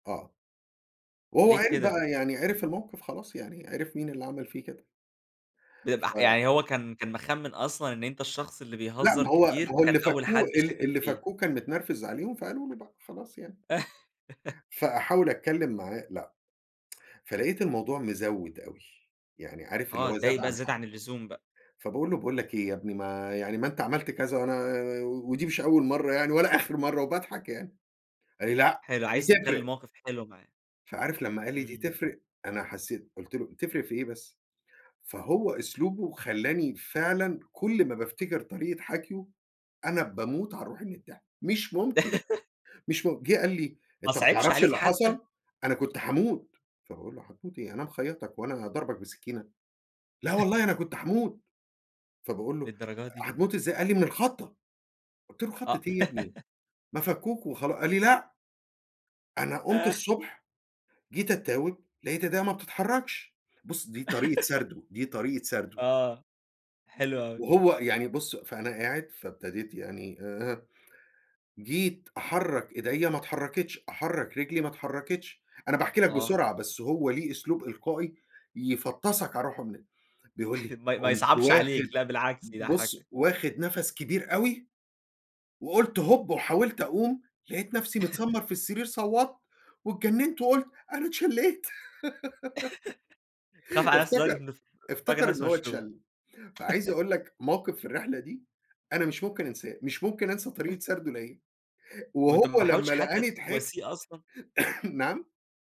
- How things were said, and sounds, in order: chuckle; tsk; put-on voice: "لأ دي تفرق"; chuckle; put-on voice: "أنت ما تعرفش اللي حصل؟ أنا كنت هاموت"; put-on voice: "لا والله أنا كنت هاموت"; chuckle; put-on voice: "من الخضة"; chuckle; put-on voice: "لأ"; put-on voice: "أنا قمت الصبح جيت أتاوب لقيت إيديا ما بتتحركش"; chuckle; tapping; put-on voice: "قمت واخد بُص واخد نَفَس … وقلت أنا اتشليت"; chuckle; laugh; chuckle; cough
- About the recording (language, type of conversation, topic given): Arabic, podcast, إيه أكتر ذكرى مضحكة حصلتلك في رحلتك؟